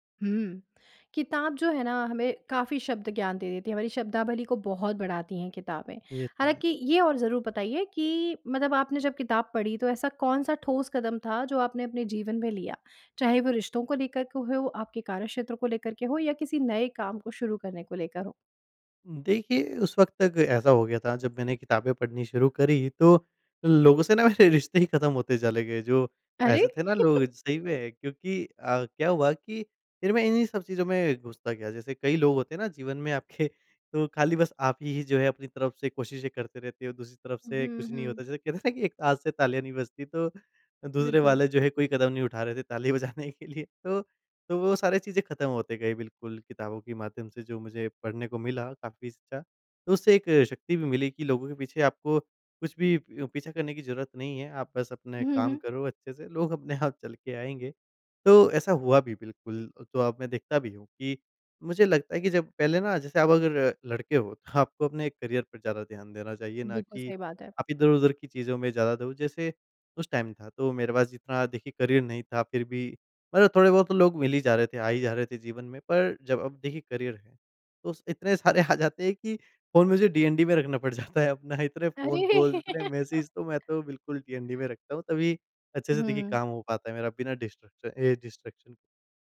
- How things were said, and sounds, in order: laughing while speaking: "मेरे"; chuckle; laughing while speaking: "ताली बजाने के लिए"; laughing while speaking: "लोग अपने आप"; in English: "करियर"; in English: "टाइम"; in English: "करियर"; in English: "करियर"; laughing while speaking: "आ जाते हैं"; in English: "डीएनडी"; laughing while speaking: "पड़ जाता है"; in English: "कॉल्स"; laugh; in English: "डीएनडी"; in English: "डिस्ट्रक्शन ए डिस्ट्रैक्शन"
- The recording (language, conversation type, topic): Hindi, podcast, क्या किसी किताब ने आपका नज़रिया बदल दिया?